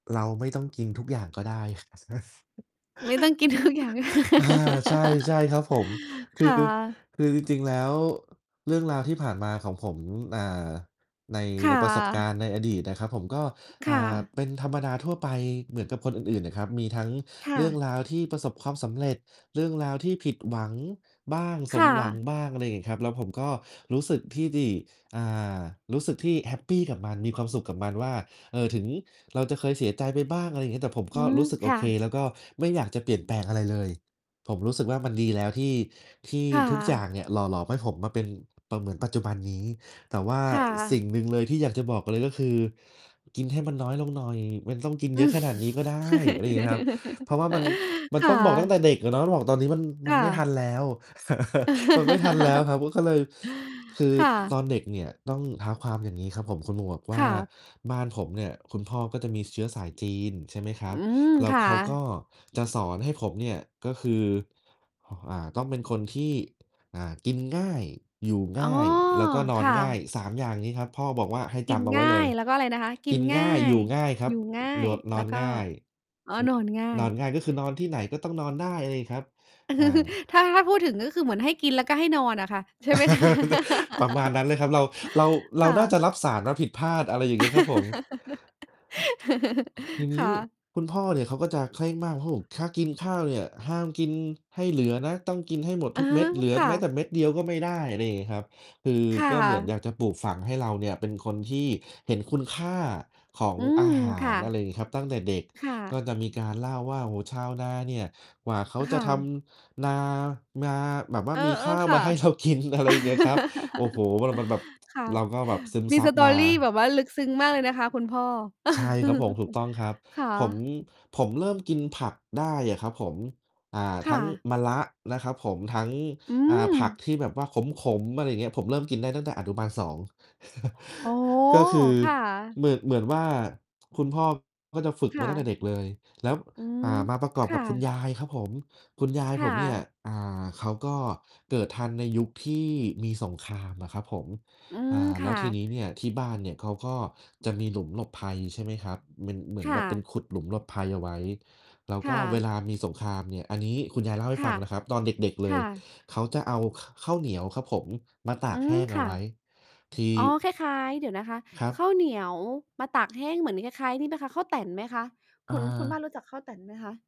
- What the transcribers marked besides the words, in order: distorted speech; laughing while speaking: "นะ"; chuckle; laughing while speaking: "ทุกอย่างก็ได้"; laugh; other background noise; tapping; laugh; laugh; chuckle; "โหมด" said as "โหนด"; chuckle; laugh; laughing while speaking: "คะ"; laugh; "ครับผม" said as "คะโอ่"; laugh; laughing while speaking: "ให้เรากิน"; in English: "story"; chuckle; chuckle
- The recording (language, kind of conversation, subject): Thai, unstructured, ถ้าคุณสามารถพูดอะไรกับตัวเองตอนเด็กได้ คุณจะพูดว่าอะไร?